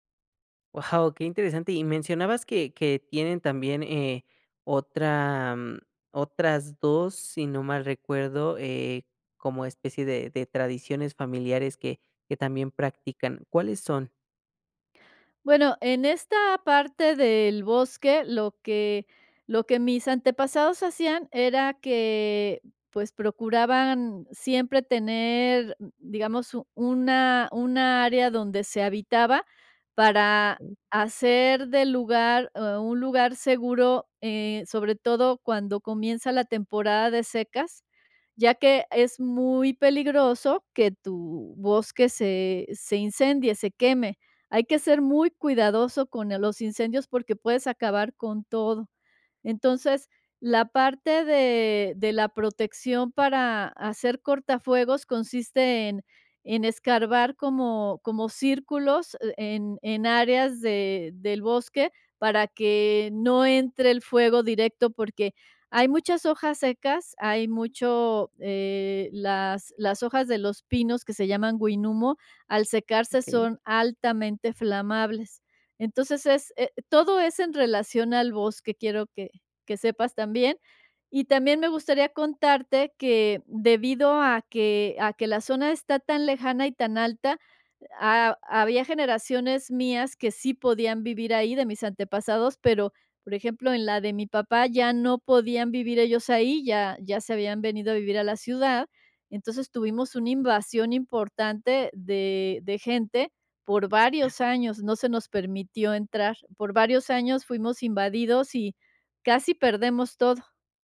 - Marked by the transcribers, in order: other noise; inhale
- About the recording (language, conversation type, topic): Spanish, podcast, ¿Qué tradición familiar sientes que más te representa?